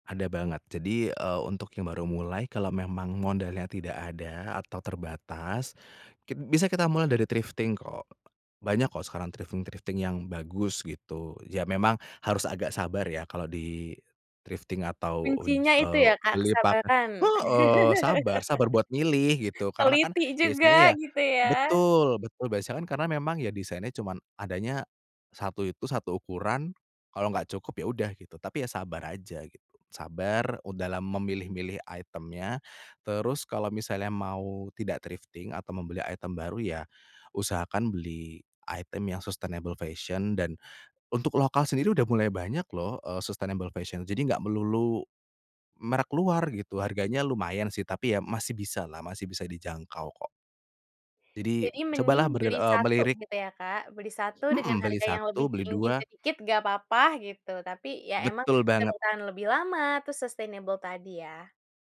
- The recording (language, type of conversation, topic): Indonesian, podcast, Apa pendapatmu tentang perbandingan fast fashion dan pakaian bekas?
- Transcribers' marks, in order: in English: "thrifting"; other background noise; in English: "thrifting-thrifting"; in English: "trifting"; tapping; laugh; in English: "item-nya"; in English: "thrifting"; in English: "item"; in English: "item"; in English: "sustainable fashion"; in English: "sustainable fashion"; in English: "sustainable"